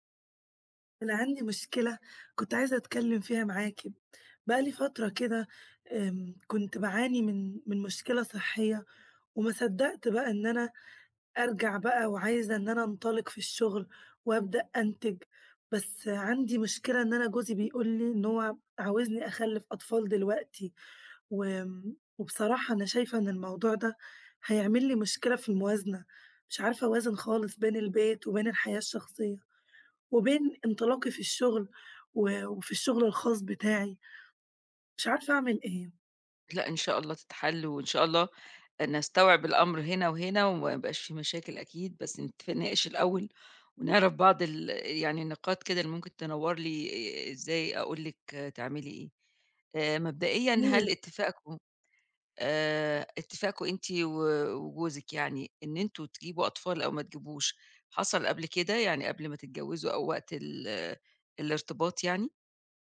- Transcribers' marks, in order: unintelligible speech; tapping
- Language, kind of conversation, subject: Arabic, advice, إزاي أوازن بين حياتي الشخصية ومتطلبات الشغل السريع؟